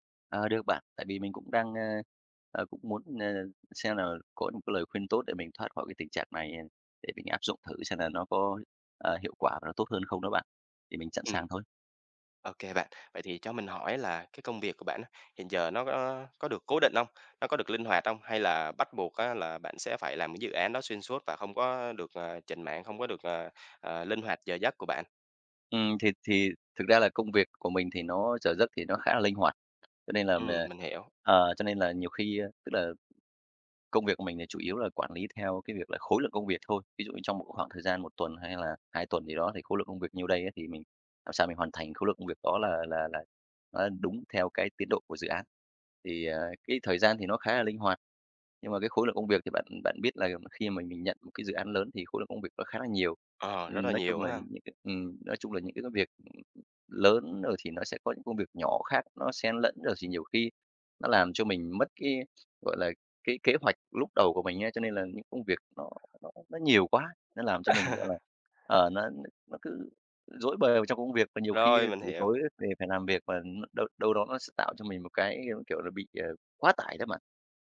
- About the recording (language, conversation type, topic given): Vietnamese, advice, Làm thế nào để cân bằng giữa công việc và việc chăm sóc gia đình?
- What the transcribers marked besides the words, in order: tapping; other background noise; laugh